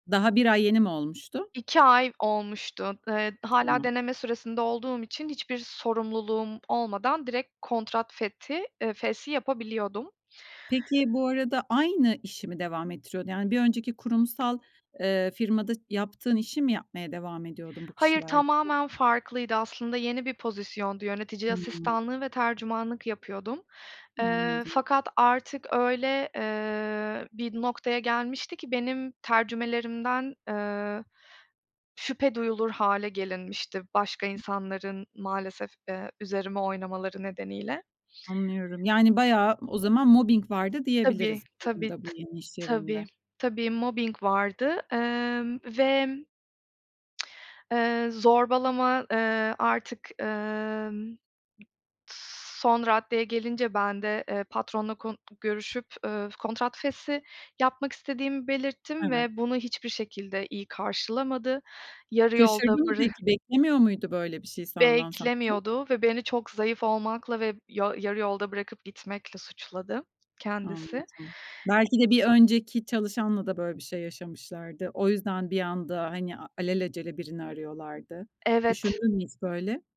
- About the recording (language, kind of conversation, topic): Turkish, podcast, Yaptığın bir hata seni hangi yeni fırsata götürdü?
- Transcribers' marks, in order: other background noise; tapping; tsk